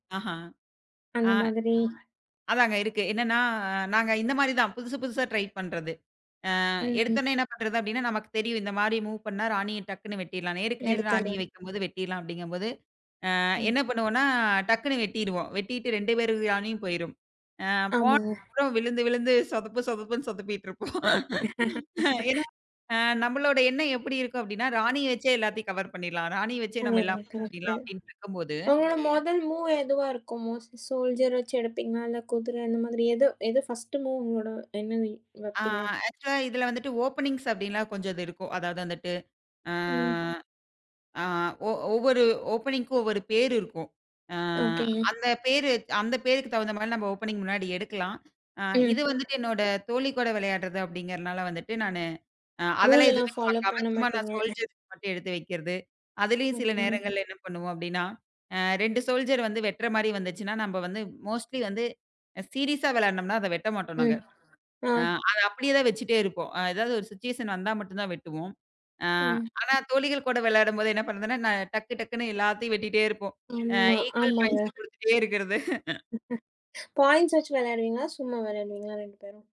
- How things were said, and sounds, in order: other background noise; in English: "மூவ்"; laughing while speaking: "சொதப்பு சொதப்புன்னு சொதுப்பிட்ருப்போம்"; laugh; other noise; in English: "மூவ்"; in English: "மூவ்"; in English: "மோஸ்ட்லீ? சோல்ஜர்"; in English: "ஃபஸ்ட்டு மூவ்"; unintelligible speech; in English: "ஆக்சுவலா"; in English: "ஓப்பனிங்ஸ்"; drawn out: "ஆ"; in English: "ஓப்பனிங்க்கும்"; in English: "ஓப்பனிங்"; in English: "சோல்ஜர்ஸ்"; in English: "ரூலெல்லாம் ஃபாலோ"; laughing while speaking: "மாட்டீங்க"; in English: "சோல்ஜர"; in English: "மோஸ்ட்லி"; in English: "சீரியஸா"; in English: "சிச்சுவேசன்"; in English: "ஈக்வல் பாயிண்ட்ஸ்ல"; laughing while speaking: "குடுத்துட்டே இருக்குறது"
- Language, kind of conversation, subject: Tamil, podcast, இந்த பொழுதுபோக்கை பிறருடன் பகிர்ந்து மீண்டும் ரசித்தீர்களா?